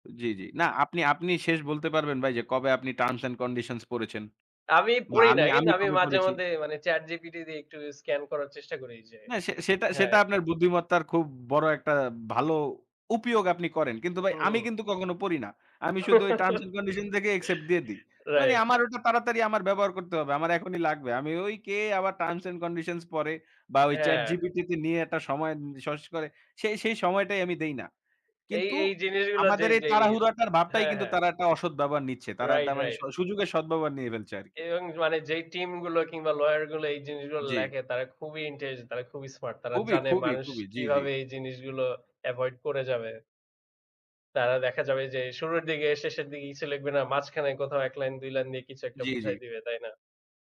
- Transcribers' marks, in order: in English: "Terms and Conditions"; laugh; in English: "lawyer"; in English: "intelligent"
- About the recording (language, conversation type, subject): Bengali, unstructured, অনলাইনে মানুষের ব্যক্তিগত তথ্য বিক্রি করা কি উচিত?